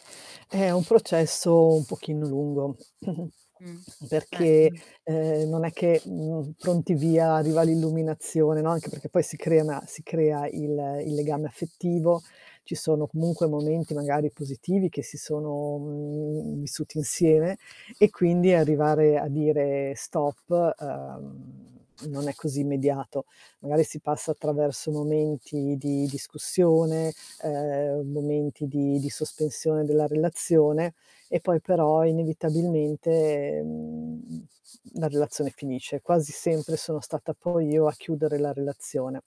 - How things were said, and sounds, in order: static; tapping; throat clearing; distorted speech; drawn out: "sono"; drawn out: "mhmm"
- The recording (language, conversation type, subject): Italian, advice, Perché mi capita di scegliere ripetutamente partner emotivamente indisponibili?